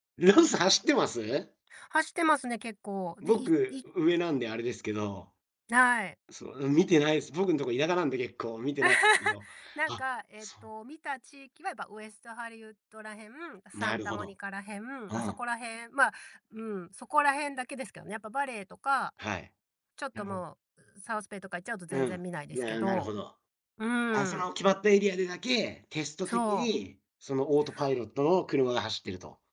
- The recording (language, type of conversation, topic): Japanese, unstructured, テクノロジーは私たちの生活をどのように変えたと思いますか？
- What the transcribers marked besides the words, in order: tapping; chuckle; unintelligible speech; unintelligible speech